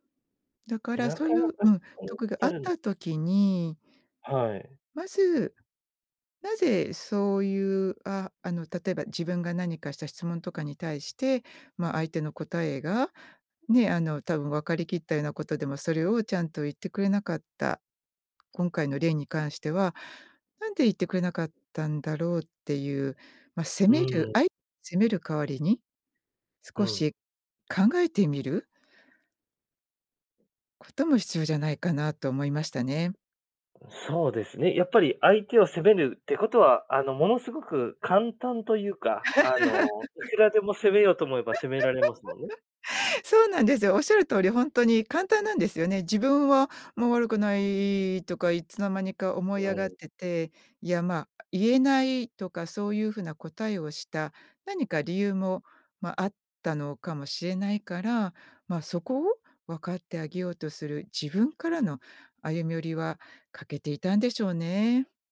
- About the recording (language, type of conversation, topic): Japanese, podcast, 相手の立場を理解するために、普段どんなことをしていますか？
- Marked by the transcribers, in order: laugh; unintelligible speech